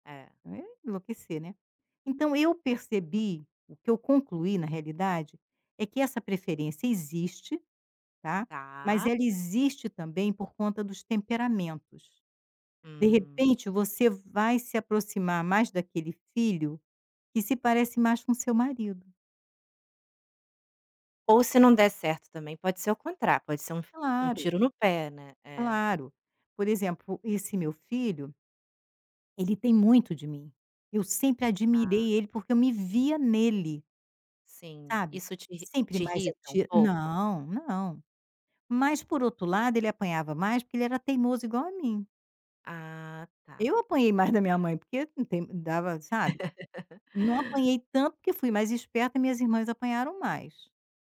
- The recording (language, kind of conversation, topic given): Portuguese, advice, Como você descreveria um conflito entre irmãos causado por um favoritismo percebido?
- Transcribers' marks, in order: laugh